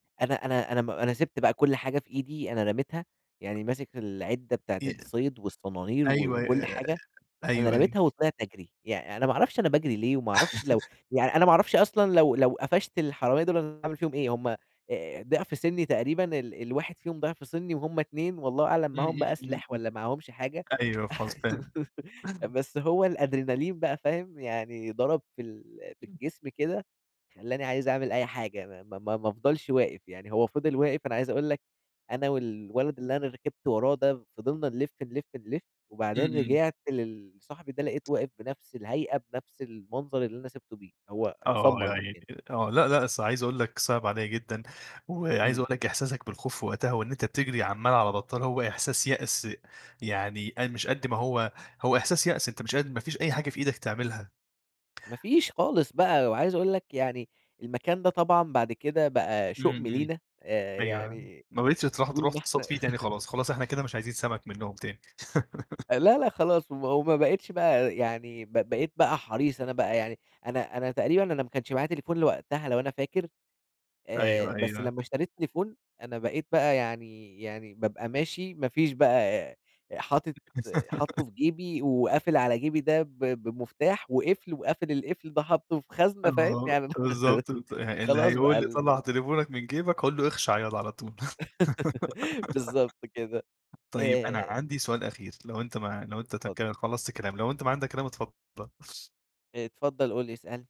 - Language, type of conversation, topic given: Arabic, podcast, تحكيلي عن مرة ضاع منك تليفونك أو أي حاجة مهمة؟
- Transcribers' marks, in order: tapping; laugh; laugh; unintelligible speech; laugh; laugh; laugh; laughing while speaking: "يعني أنا"; laugh; laugh